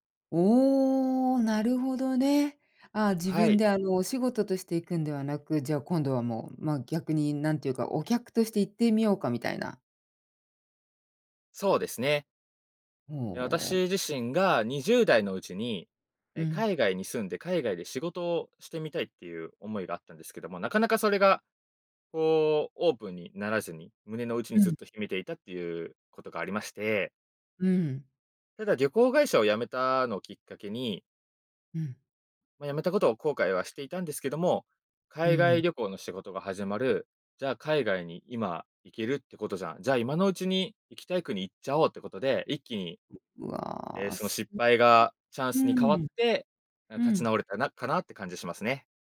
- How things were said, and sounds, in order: joyful: "おお、なるほどね"; other noise; other background noise; tapping; unintelligible speech
- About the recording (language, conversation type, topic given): Japanese, podcast, 失敗からどう立ち直りましたか？